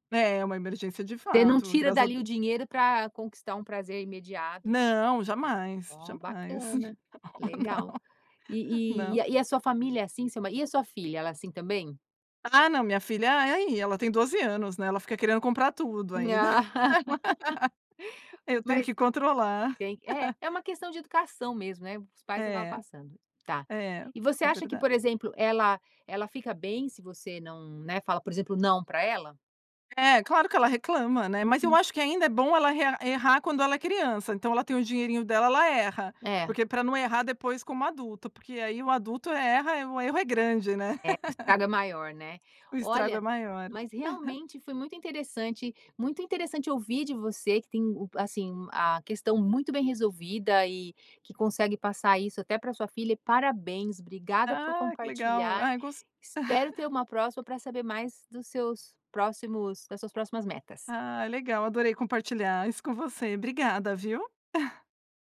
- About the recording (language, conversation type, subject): Portuguese, podcast, Como equilibrar o prazer imediato com metas de longo prazo?
- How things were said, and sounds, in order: laughing while speaking: "Não, não"; laugh; laugh; laugh; laugh; laugh; laugh